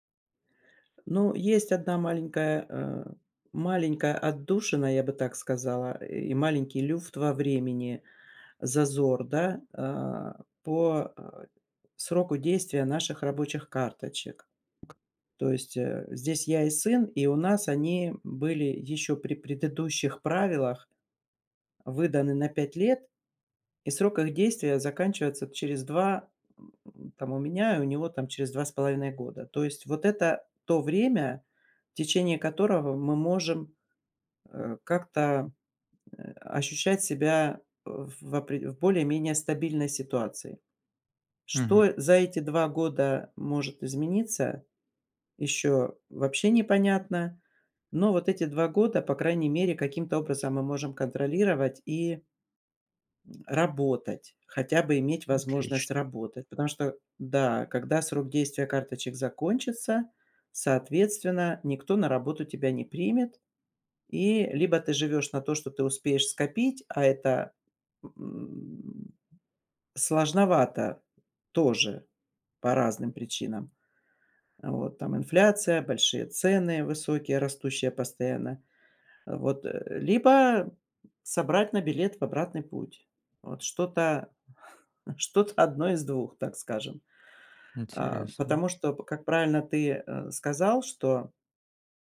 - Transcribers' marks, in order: other noise; tapping; chuckle
- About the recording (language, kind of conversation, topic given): Russian, advice, Как мне сменить фокус внимания и принять настоящий момент?